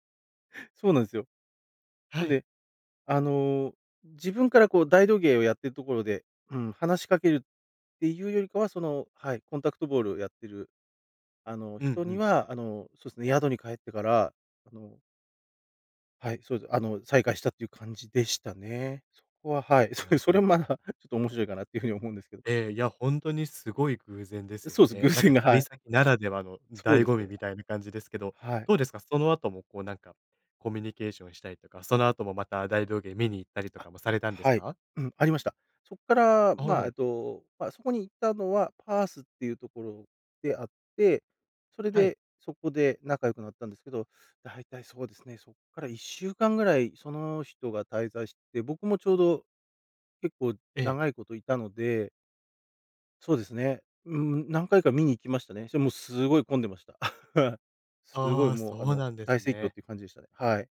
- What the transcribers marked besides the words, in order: laughing while speaking: "そう、それもまあ"; laughing while speaking: "偶然が"; laugh
- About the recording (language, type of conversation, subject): Japanese, podcast, 旅先で出会った面白い人のエピソードはありますか？